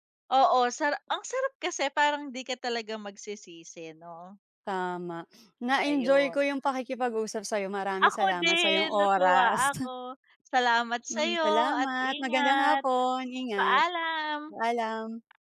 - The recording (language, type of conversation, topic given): Filipino, unstructured, Saan mo gustong maglakbay para maranasan ang kakaibang pagkain?
- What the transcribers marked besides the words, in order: chuckle; tapping